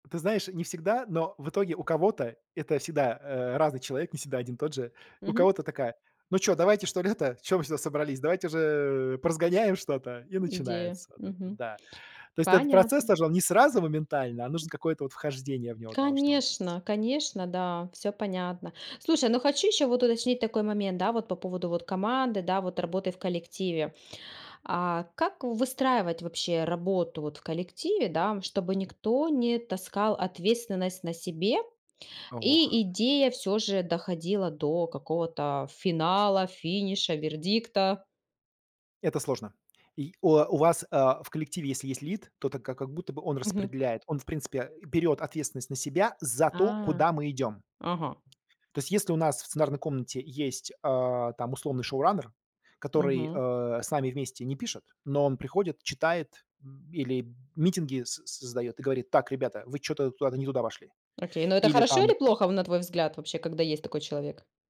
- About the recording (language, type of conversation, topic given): Russian, podcast, Что помогает доводить идеи до конца в проектах?
- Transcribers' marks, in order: other background noise; tapping